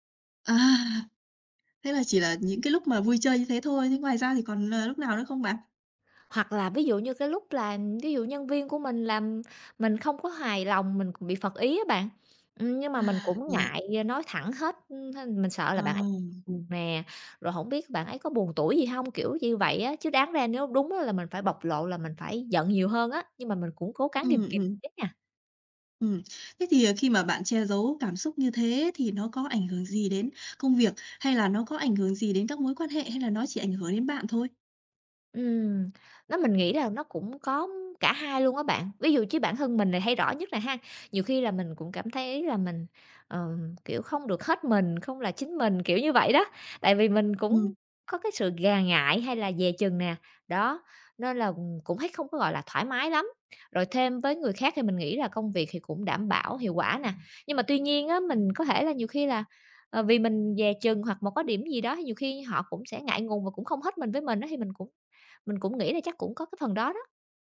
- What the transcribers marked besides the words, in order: tapping; other background noise
- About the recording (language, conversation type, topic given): Vietnamese, advice, Bạn cảm thấy ngại bộc lộ cảm xúc trước đồng nghiệp hoặc bạn bè không?